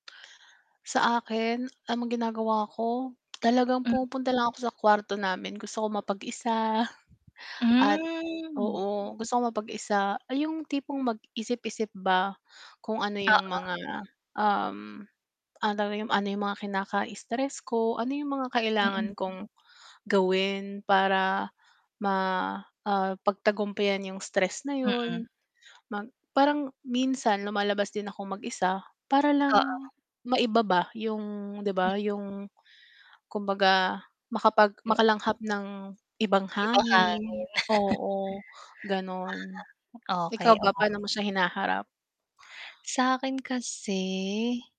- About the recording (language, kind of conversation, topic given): Filipino, unstructured, Ano ang ginagawa mo upang mapanatili ang iyong kaligayahan araw-araw?
- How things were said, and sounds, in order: tapping; static; drawn out: "Mm"; scoff; distorted speech; mechanical hum; chuckle